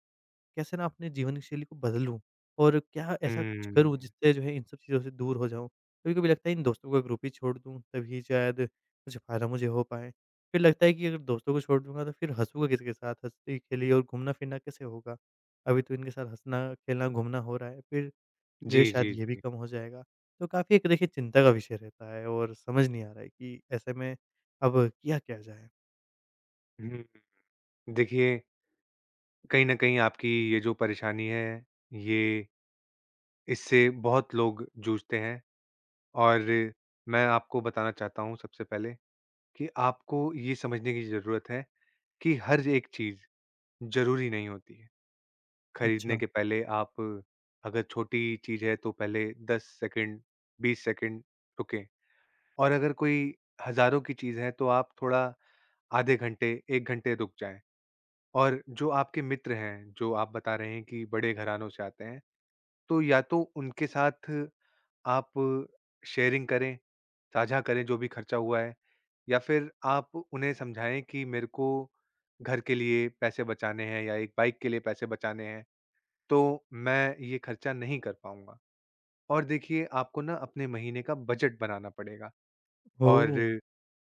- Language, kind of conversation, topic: Hindi, advice, आवेग में की गई खरीदारी से आपका बजट कैसे बिगड़ा और बाद में आपको कैसा लगा?
- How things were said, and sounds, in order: in English: "ग्रुप"; in English: "शेयरिंग"